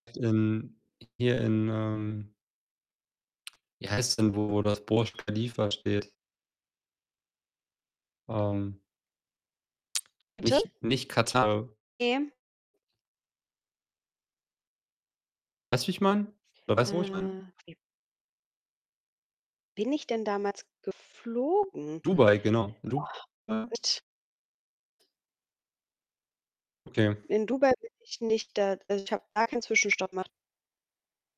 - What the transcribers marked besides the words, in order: distorted speech; tsk; unintelligible speech; unintelligible speech; other background noise
- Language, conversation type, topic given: German, unstructured, Wohin reist du am liebsten und warum?